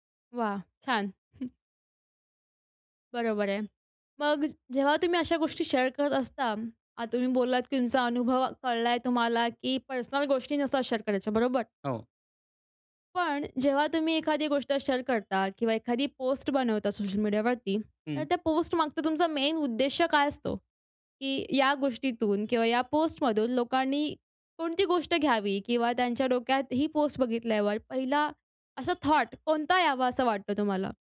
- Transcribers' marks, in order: chuckle; horn; in English: "शेअर"; in English: "शेअर"; in English: "शेअर"; in English: "मेन"; in English: "थॉट"
- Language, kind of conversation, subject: Marathi, podcast, सोशल मीडियावर काय शेअर करावं आणि काय टाळावं, हे तुम्ही कसं ठरवता?